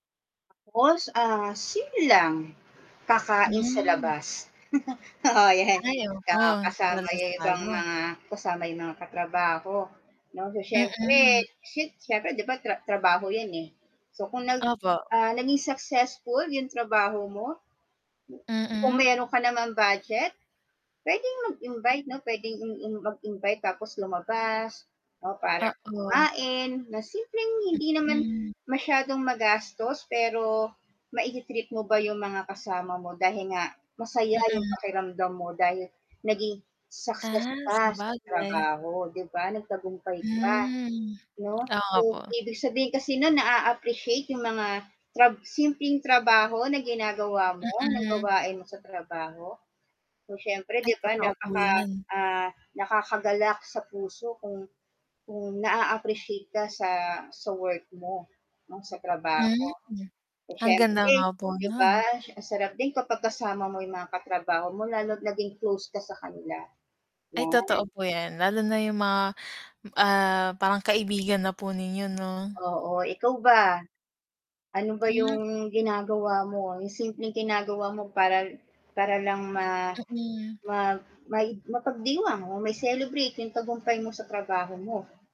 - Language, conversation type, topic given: Filipino, unstructured, Paano mo ipinagdiriwang ang tagumpay sa trabaho?
- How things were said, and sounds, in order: static; unintelligible speech; mechanical hum; giggle; laughing while speaking: "oo 'yan"; distorted speech; unintelligible speech; other background noise; lip smack; lip smack; tapping